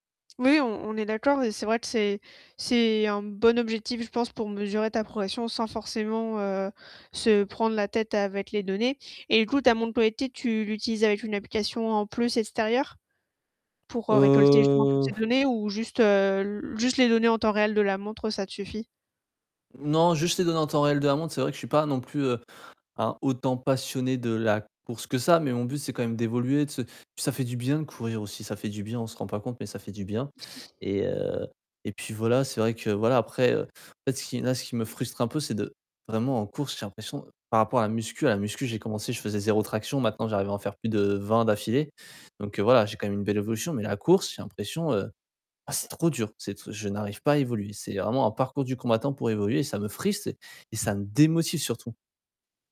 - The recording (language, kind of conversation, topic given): French, advice, Que puis-je faire si je m’entraîne régulièrement mais que je ne constate plus d’amélioration ?
- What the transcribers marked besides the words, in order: tapping; distorted speech; drawn out: "Heu"; "frustre" said as "friste"